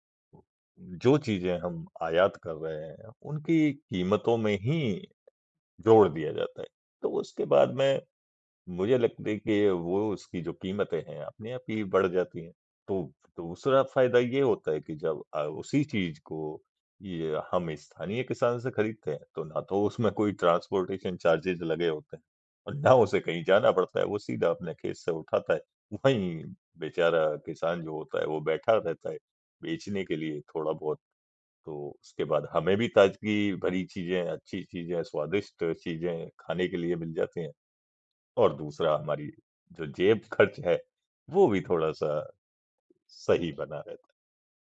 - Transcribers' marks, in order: in English: "ट्रांसपोर्टेशन चार्जेज़"
- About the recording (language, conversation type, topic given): Hindi, podcast, स्थानीय किसान से सीधे खरीदने के क्या फायदे आपको दिखे हैं?